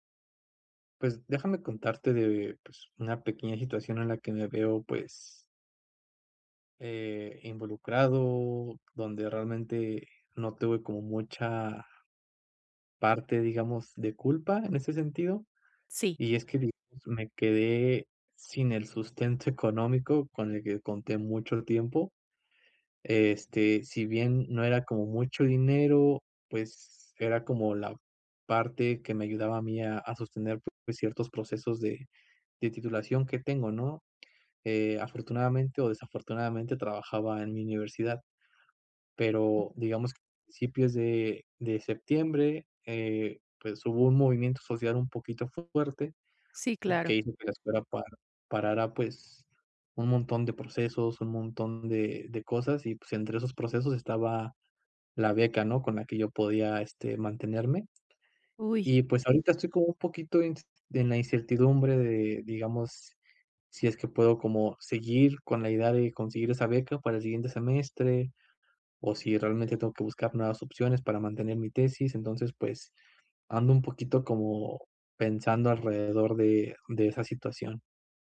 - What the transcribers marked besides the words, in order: other background noise
- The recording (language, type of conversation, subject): Spanish, advice, ¿Cómo puedo reducir la ansiedad ante la incertidumbre cuando todo está cambiando?